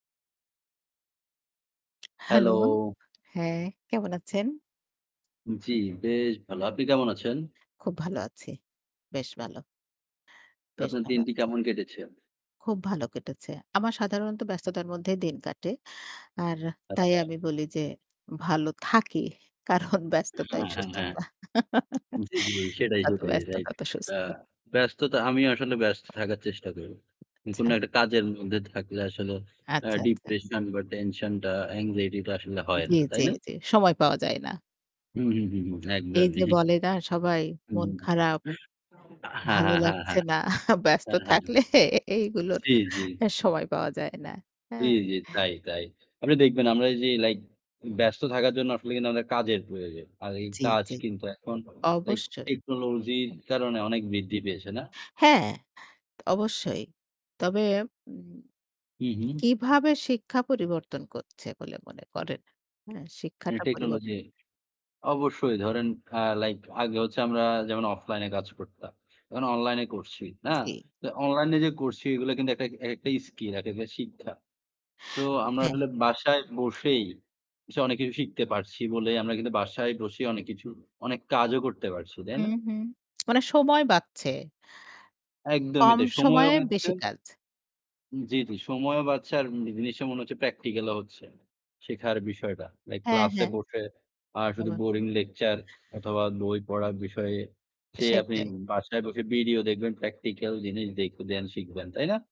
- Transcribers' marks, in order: static; tapping; laughing while speaking: "কারণ ব্যস্ততাই সুস্থতা। যত ব্যস্ত তত সুস্থ"; chuckle; other background noise; other noise; laughing while speaking: "ব্যস্ত থাকলে এইগুলোর"; lip smack; "দেখবেন" said as "দেখেদেন"
- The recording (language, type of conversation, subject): Bengali, unstructured, আপনি কীভাবে মনে করেন প্রযুক্তি শিক্ষা ব্যবস্থাকে পরিবর্তন করছে?